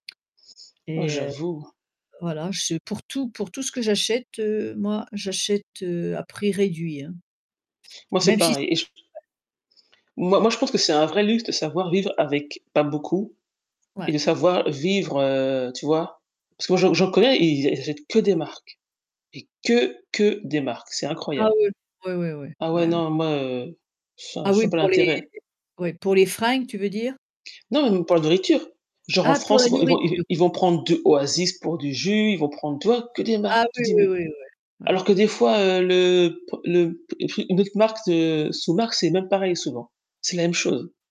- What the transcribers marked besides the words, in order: tapping; distorted speech; unintelligible speech; static; stressed: "que que"
- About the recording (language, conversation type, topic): French, unstructured, Quels conseils donnerais-tu pour économiser de l’argent facilement ?